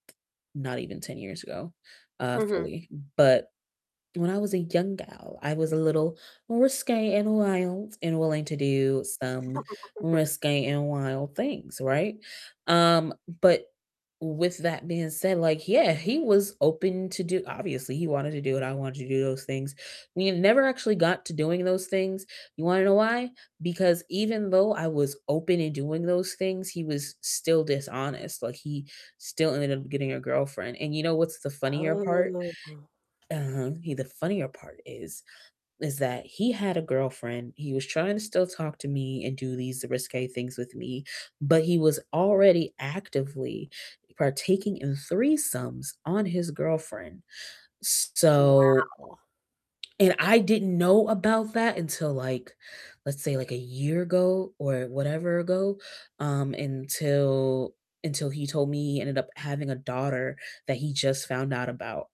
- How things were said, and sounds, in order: chuckle; distorted speech; drawn out: "Oh"; other background noise; tapping
- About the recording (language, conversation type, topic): English, unstructured, What do you think about sharing passwords in a relationship?